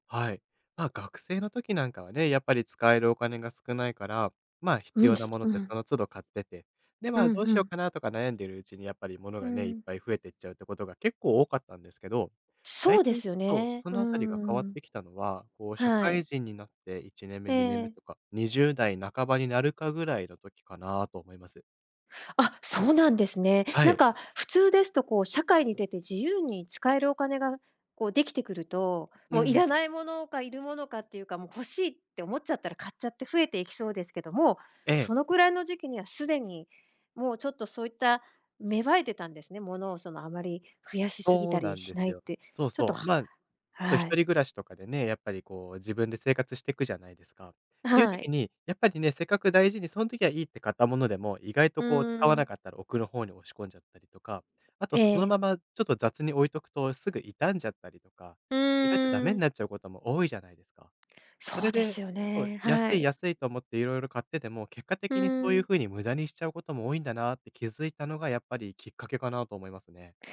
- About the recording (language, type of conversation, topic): Japanese, podcast, 物を減らすときは、どんなルールを決めるといいですか？
- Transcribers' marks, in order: tapping; other background noise